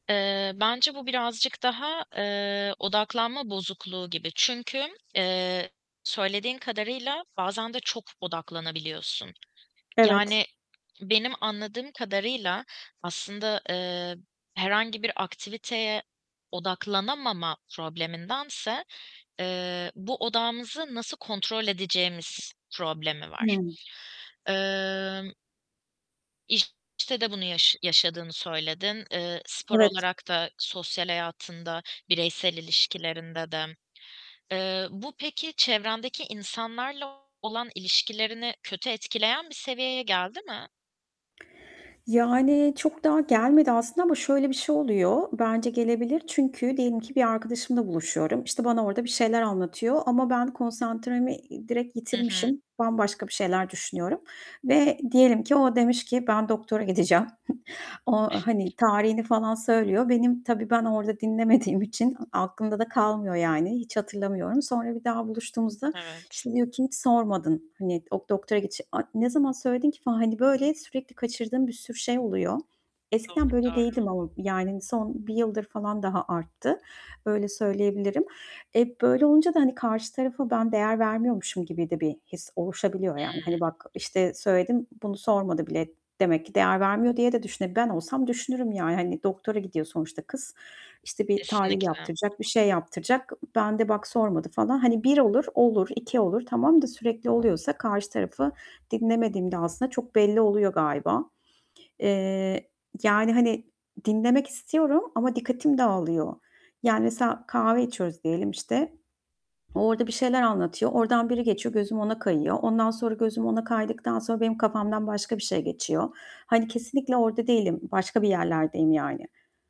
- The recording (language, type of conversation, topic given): Turkish, advice, Verimli bir çalışma ortamı kurarak nasıl sürdürülebilir bir rutin oluşturup alışkanlık geliştirebilirim?
- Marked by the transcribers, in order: static; other background noise; tapping; distorted speech; laughing while speaking: "gideceğim"; chuckle; laughing while speaking: "dinlemediğim"